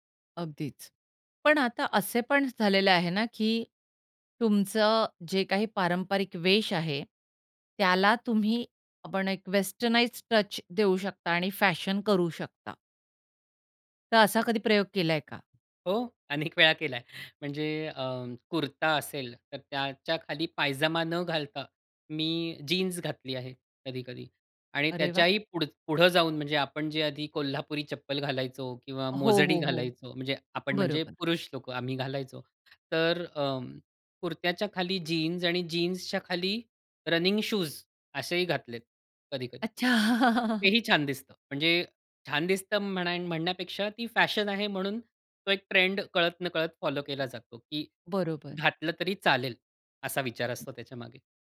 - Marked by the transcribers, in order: in English: "वेस्टर्नाइज्ड टच"; other background noise; laughing while speaking: "अनेक वेळा केला आहे"; laughing while speaking: "अच्छा"; chuckle; in English: "फॉलो"
- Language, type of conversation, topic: Marathi, podcast, फॅशनसाठी तुम्हाला प्रेरणा कुठून मिळते?